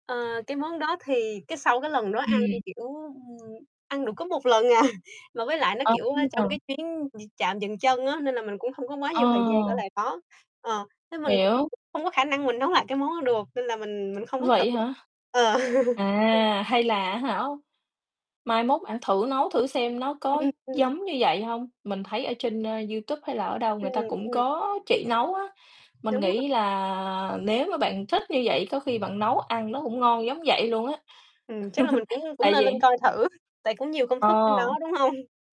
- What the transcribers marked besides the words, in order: other background noise; chuckle; distorted speech; tapping; laugh; chuckle; laughing while speaking: "đúng hông?"
- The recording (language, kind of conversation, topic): Vietnamese, unstructured, Bạn có thích khám phá món ăn địa phương khi đi đến một nơi mới không?